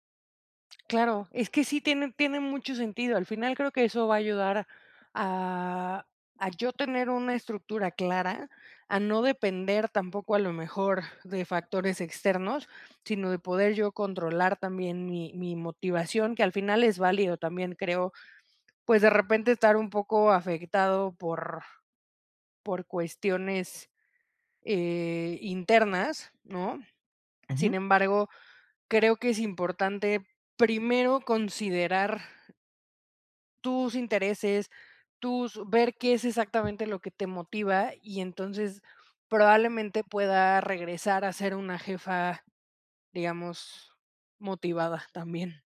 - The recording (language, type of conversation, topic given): Spanish, advice, ¿Cómo puedo mantener la motivación y el sentido en mi trabajo?
- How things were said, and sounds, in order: tapping